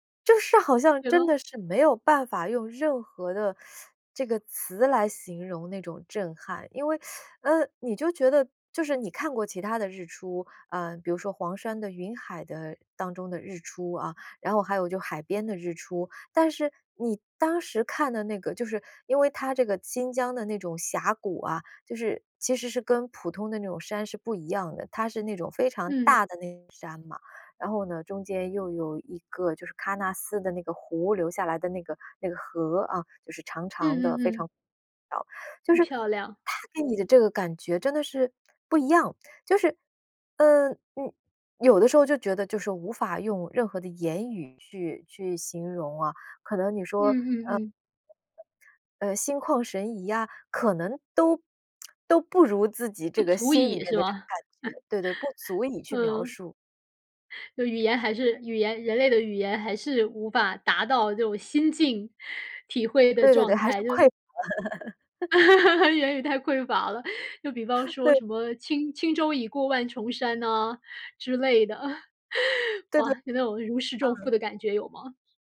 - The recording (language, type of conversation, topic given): Chinese, podcast, 你会如何形容站在山顶看日出时的感受？
- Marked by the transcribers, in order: teeth sucking; teeth sucking; unintelligible speech; other background noise; lip smack; laugh; laugh; laughing while speaking: "言语太匮乏了"; laughing while speaking: "对"; laugh